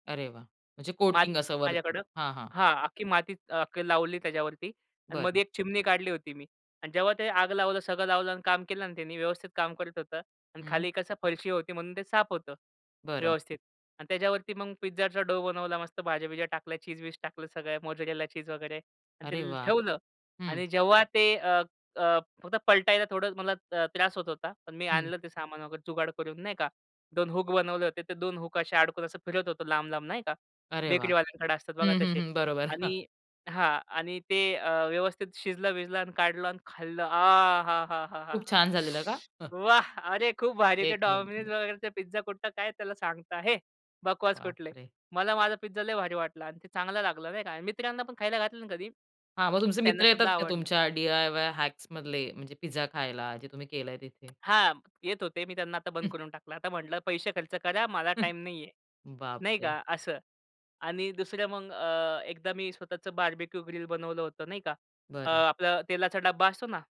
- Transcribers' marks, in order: in English: "डो"; joyful: "आ, हा, हा, हा, हा, हा. वाह!"; tapping; in English: "हॅक्समधले"; in English: "बार्बेक्यू ग्रिल"
- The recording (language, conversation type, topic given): Marathi, podcast, हस्तकला आणि स्वतःहून बनवण्याच्या कामात तुला नेमकं काय आवडतं?